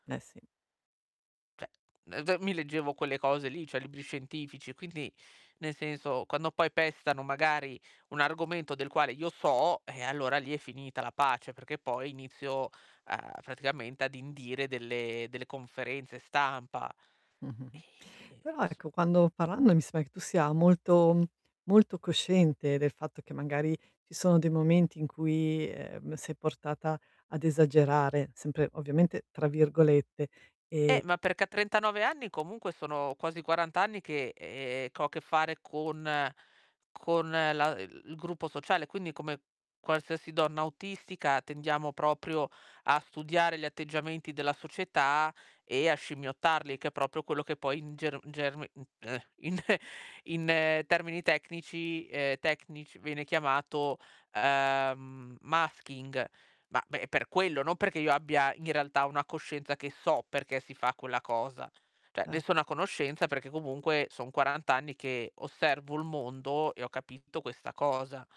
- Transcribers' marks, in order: distorted speech; "Cioè" said as "ceh"; "cioè" said as "ceh"; tapping; chuckle; in English: "masking"; "Cioè" said as "ceh"
- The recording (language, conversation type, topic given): Italian, advice, Come posso accettare le mie peculiarità senza sentirmi giudicato?